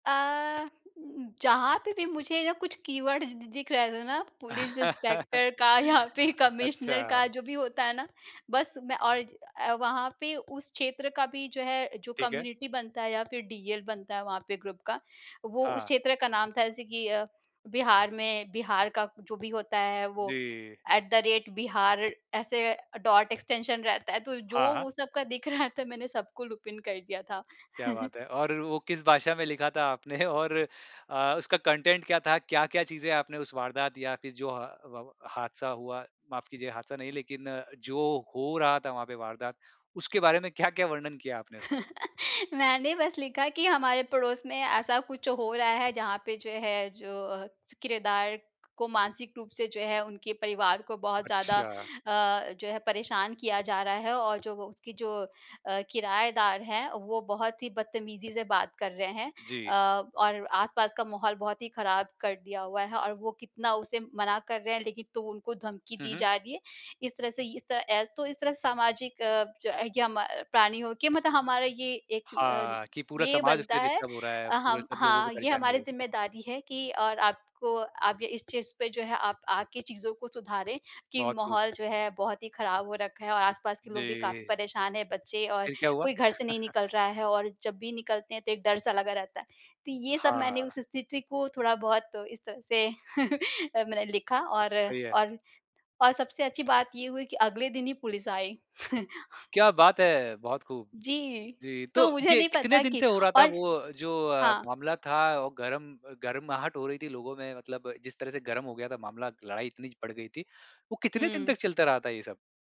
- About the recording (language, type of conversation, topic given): Hindi, podcast, ऐसी कौन-सी याद है जिस पर आपको गर्व है?
- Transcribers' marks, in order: tapping; in English: "कीवर्ड्स"; laugh; laughing while speaking: "या फिर कमिश्नर"; in English: "कम्युनिटी"; in English: "ग्रुप"; in English: "एट द रेट"; in English: "डॉट एक्सटेंशन"; laughing while speaking: "रहा था"; in English: "लूप इन"; chuckle; in English: "कंटेंट"; laugh; "किरायेदार" said as "किरेदार"; laughing while speaking: "एस"; in English: "डिस्टर्ब"; chuckle; chuckle; chuckle